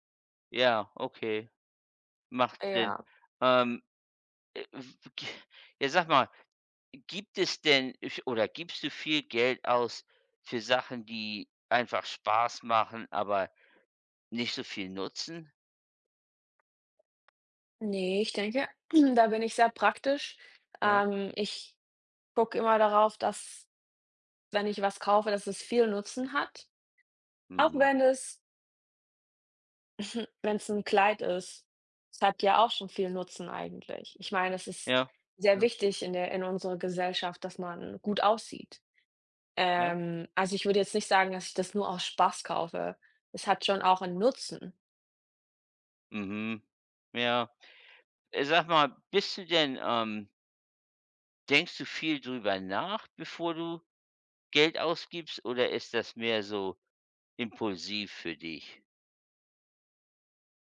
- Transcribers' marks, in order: other background noise; throat clearing; snort
- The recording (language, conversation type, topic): German, unstructured, Wie entscheidest du, wofür du dein Geld ausgibst?